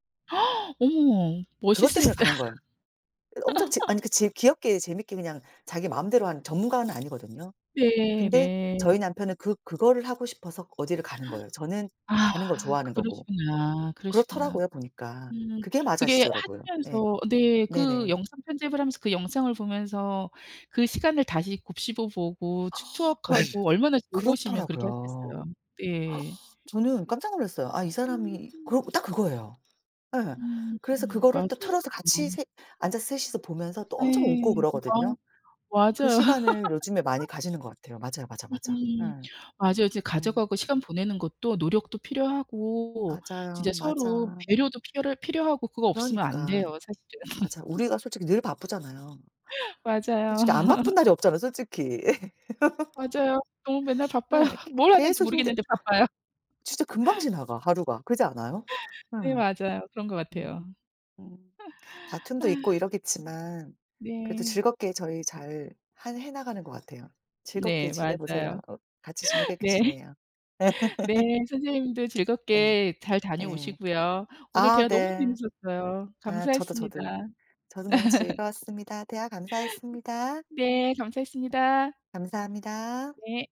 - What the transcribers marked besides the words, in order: gasp; laughing while speaking: "멋있으시다"; laugh; other background noise; gasp; gasp; unintelligible speech; laugh; laugh; laugh; laugh; laughing while speaking: "바빠요"; other noise; laughing while speaking: "네"; laugh; laugh; tapping
- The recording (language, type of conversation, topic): Korean, unstructured, 가족과 시간을 보낼 때 가장 즐거운 순간은 언제인가요?